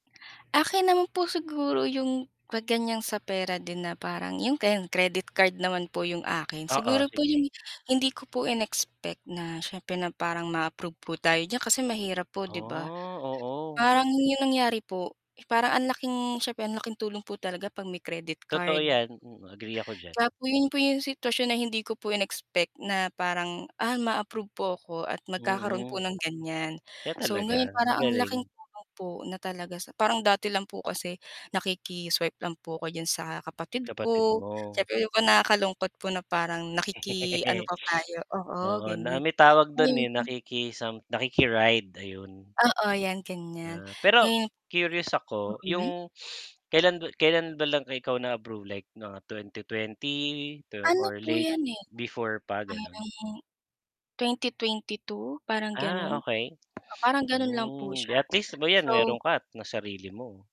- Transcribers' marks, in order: static; mechanical hum; tapping; distorted speech; laugh
- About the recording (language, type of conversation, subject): Filipino, unstructured, Ano ang pinakanakagugulat na nangyari sa iyo dahil sa pera?